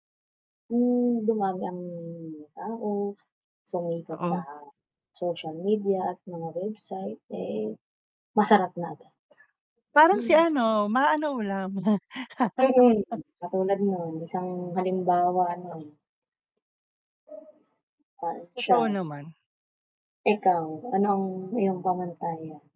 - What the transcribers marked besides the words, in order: static; tapping; other background noise; chuckle; background speech; mechanical hum
- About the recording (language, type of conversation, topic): Filipino, unstructured, Paano mo pinipili ang bagong restoran na susubukan?